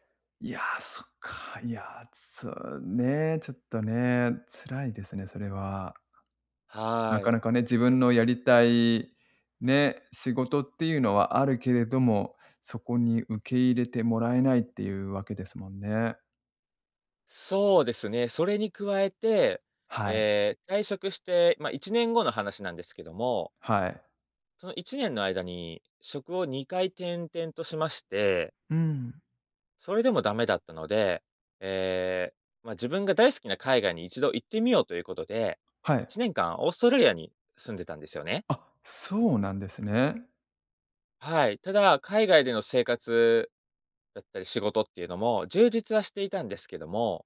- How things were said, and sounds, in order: tapping
- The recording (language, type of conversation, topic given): Japanese, advice, 退職後、日々の生きがいや自分の役割を失ったと感じるのは、どんなときですか？